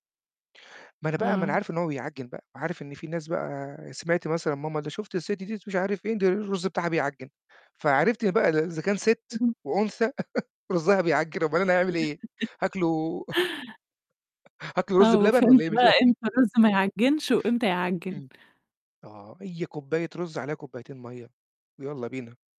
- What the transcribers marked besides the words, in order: laugh; laugh; laughing while speaking: "هاكله رز بلبن والّا إيه مش فاهم؟"; distorted speech; laugh
- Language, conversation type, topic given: Arabic, podcast, إيه أكتر أكلة بتهون عليك لما تكون مضايق أو زعلان؟